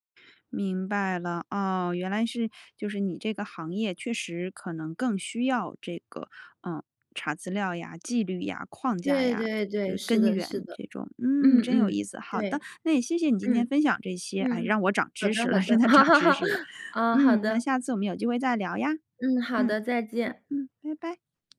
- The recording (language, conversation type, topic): Chinese, podcast, 你怎么看灵感和纪律的关系？
- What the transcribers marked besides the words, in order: laughing while speaking: "真的"; chuckle; other background noise